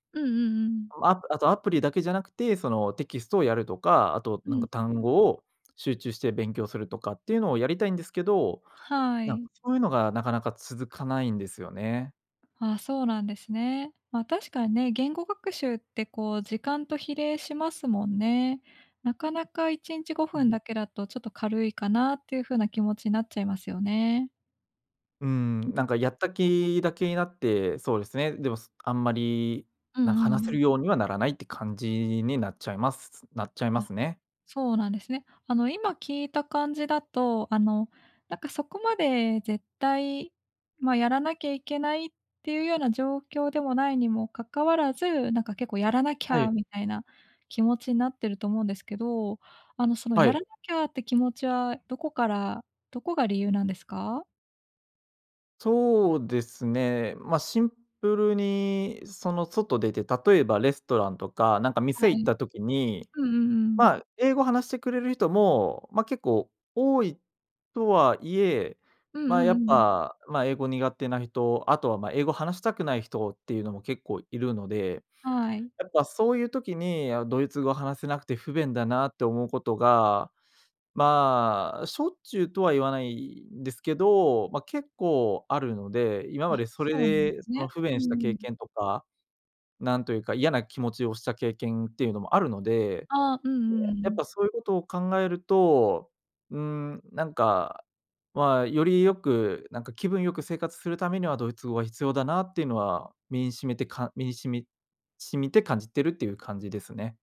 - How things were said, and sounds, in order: none
- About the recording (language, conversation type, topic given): Japanese, advice, 最初はやる気があるのにすぐ飽きてしまうのですが、どうすれば続けられますか？